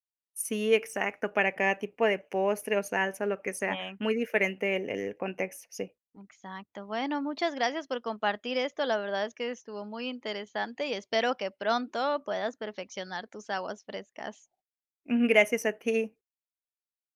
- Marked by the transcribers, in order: laughing while speaking: "ti"
- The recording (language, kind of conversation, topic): Spanish, podcast, ¿Tienes algún plato que aprendiste de tus abuelos?